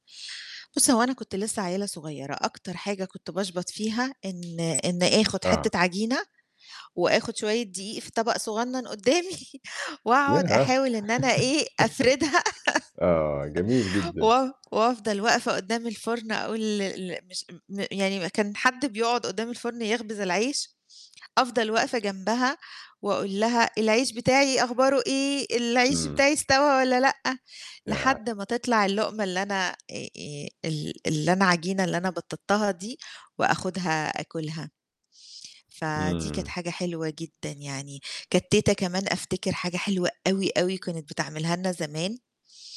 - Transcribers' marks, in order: other background noise; laughing while speaking: "قدّامي"; laugh; laughing while speaking: "أفردها"; laugh; tapping
- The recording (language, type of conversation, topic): Arabic, podcast, إيه أكتر ذكرى بتفتكرها أول ما تشم ريحة خبز الفرن؟